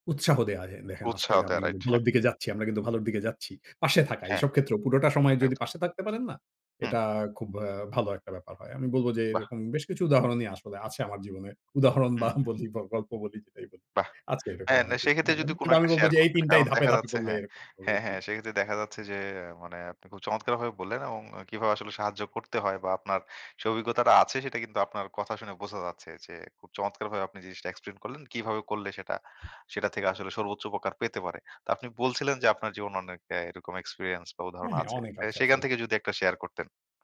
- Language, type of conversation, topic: Bengali, podcast, সহজ তিনটি উপায়ে কীভাবে কেউ সাহায্য পেতে পারে?
- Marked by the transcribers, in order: laughing while speaking: "বা বলি"; unintelligible speech; other background noise